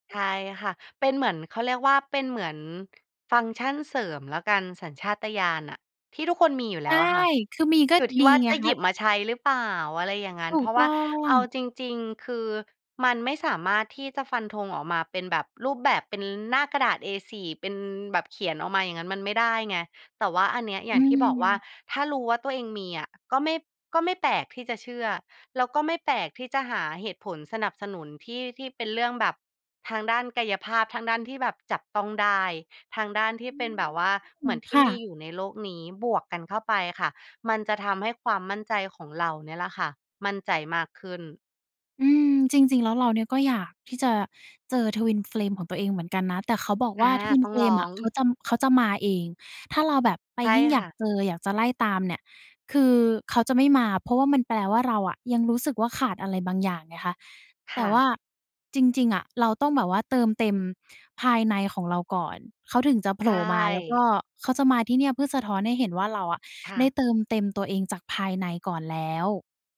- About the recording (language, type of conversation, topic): Thai, podcast, เราควรปรับสมดุลระหว่างสัญชาตญาณกับเหตุผลในการตัดสินใจอย่างไร?
- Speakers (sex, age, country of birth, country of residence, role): female, 20-24, Thailand, Thailand, host; female, 35-39, Thailand, Thailand, guest
- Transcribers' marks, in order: none